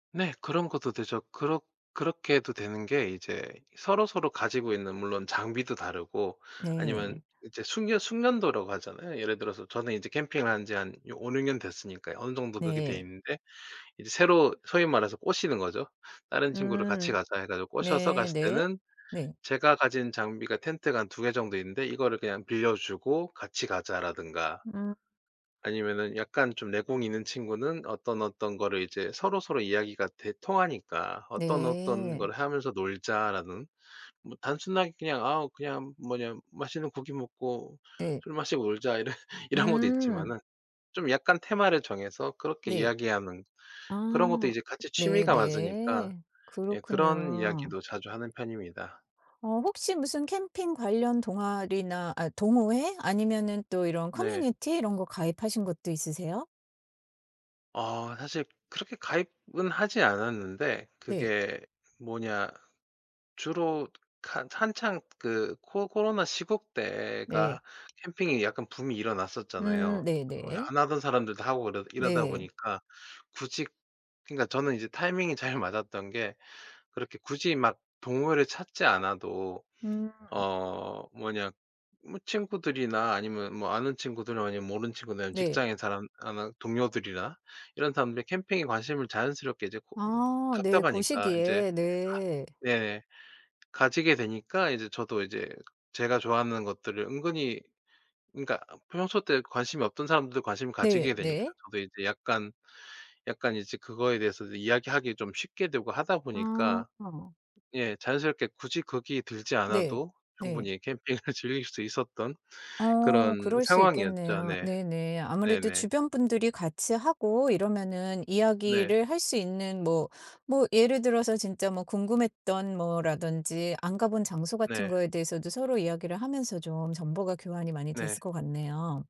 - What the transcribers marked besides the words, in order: other background noise; laughing while speaking: "이런"; tapping; laughing while speaking: "잘"; laughing while speaking: "캠핑을"
- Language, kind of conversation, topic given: Korean, podcast, 취미를 오래 꾸준히 이어가게 해주는 루틴은 무엇인가요?